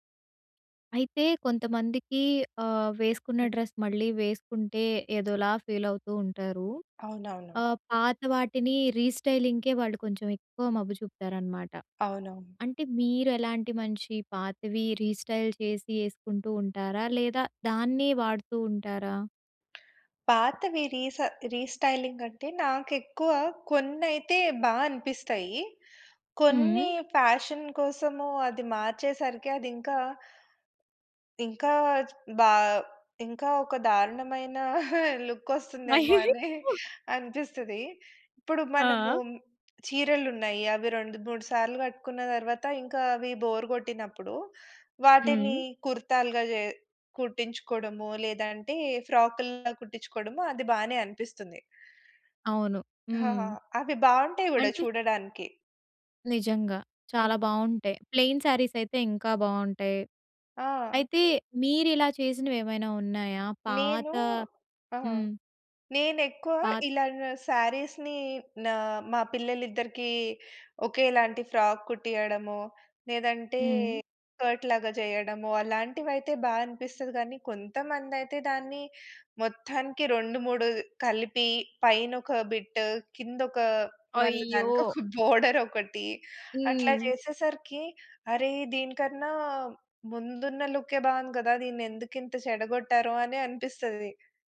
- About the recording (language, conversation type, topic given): Telugu, podcast, పాత దుస్తులను కొత్తగా మలచడం గురించి మీ అభిప్రాయం ఏమిటి?
- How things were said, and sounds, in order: in English: "డ్రెస్"; other background noise; in English: "ఫీల్"; in English: "రీస్టైలింగ్‌కే"; in English: "రీస్టైల్"; in English: "రీస్టైలింగ్"; in English: "ఫ్యాషన్"; chuckle; in English: "లుక్"; chuckle; in English: "బోర్"; in English: "ప్లెయిన్ శారీస్"; in English: "శారీస్‌ని"; in English: "ఫ్రాక్"; in English: "స్కర్ట్"; in English: "బిట్"; laughing while speaking: "బోర్డర్ ఒకటి"; in English: "బోర్డర్"